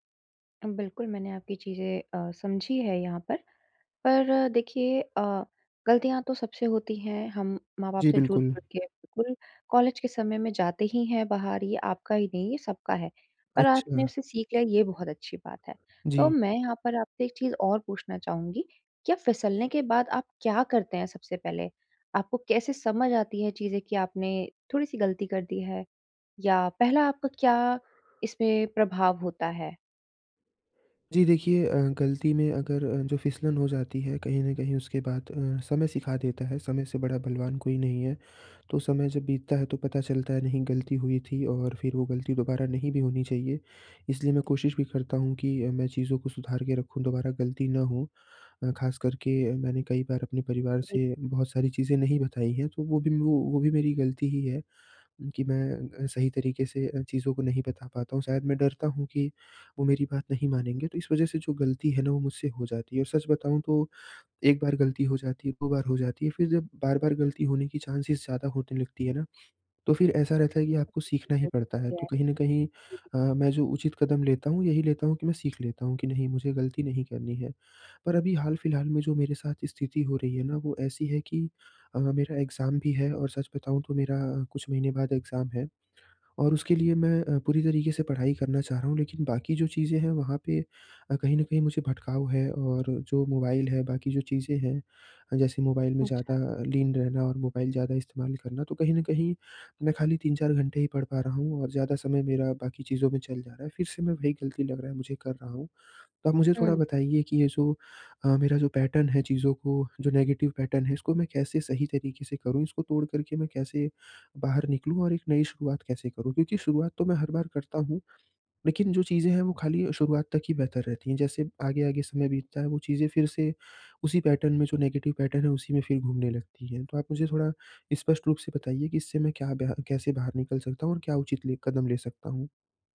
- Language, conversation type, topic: Hindi, advice, फिसलन के बाद फिर से शुरुआत कैसे करूँ?
- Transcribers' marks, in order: other background noise; tapping; in English: "चांसेस"; unintelligible speech; in English: "एग्ज़ाम"; in English: "एग्ज़ाम"; in English: "पैटर्न"; in English: "नेगेटिव पैटर्न"; in English: "पैटर्न"; in English: "नेगेटिव पैटर्न"